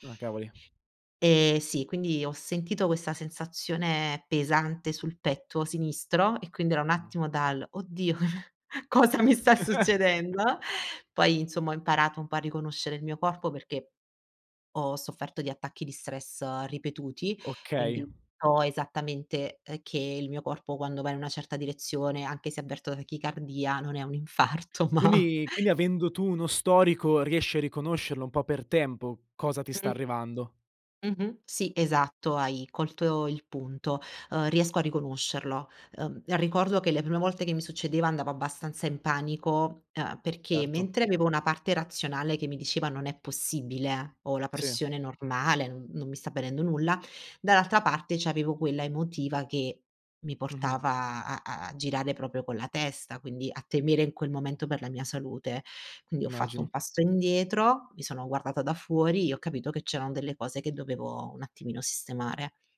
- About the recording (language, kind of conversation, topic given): Italian, podcast, Come gestisci lo stress quando ti assale improvviso?
- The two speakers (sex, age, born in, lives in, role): female, 30-34, Italy, Italy, guest; male, 25-29, Italy, Italy, host
- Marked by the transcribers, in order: tapping; laughing while speaking: "oddio cosa mi sta succedendo"; chuckle; other background noise; laughing while speaking: "infarto ma"; "proprio" said as "propio"